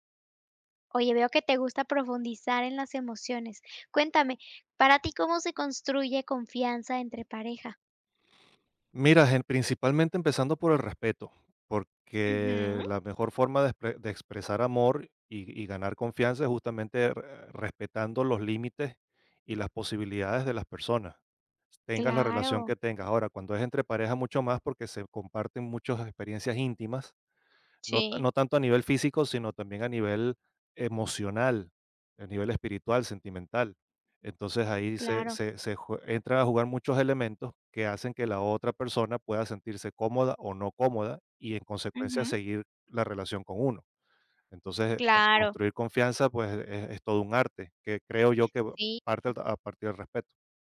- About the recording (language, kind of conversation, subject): Spanish, podcast, ¿Cómo se construye la confianza en una pareja?
- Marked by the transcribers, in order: tapping